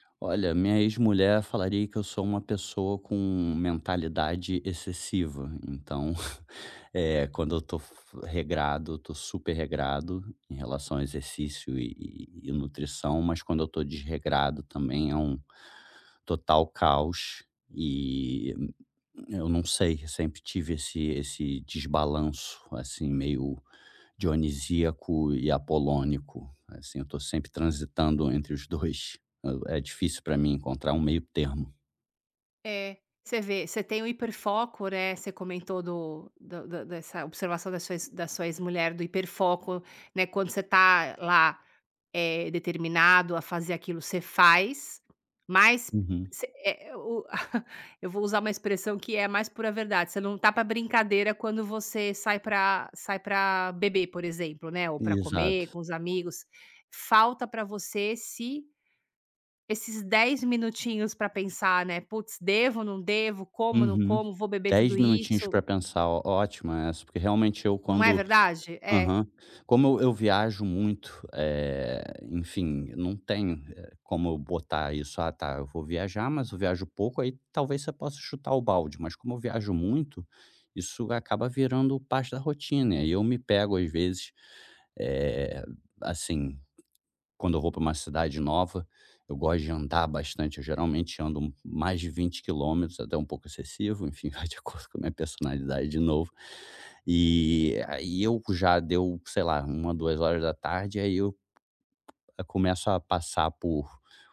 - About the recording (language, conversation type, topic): Portuguese, advice, Como lidar com o medo de uma recaída após uma pequena melhora no bem-estar?
- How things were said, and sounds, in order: chuckle; tapping; chuckle; laughing while speaking: "de acordo"